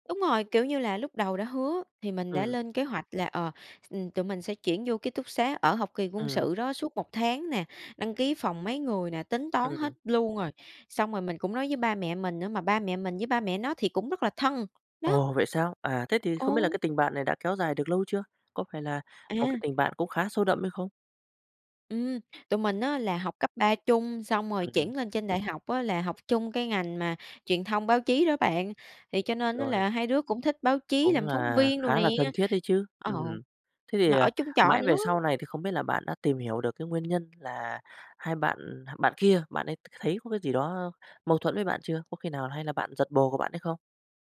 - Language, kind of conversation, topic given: Vietnamese, podcast, Bạn thường xử lý mâu thuẫn với bạn bè như thế nào?
- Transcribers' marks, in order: other background noise; tapping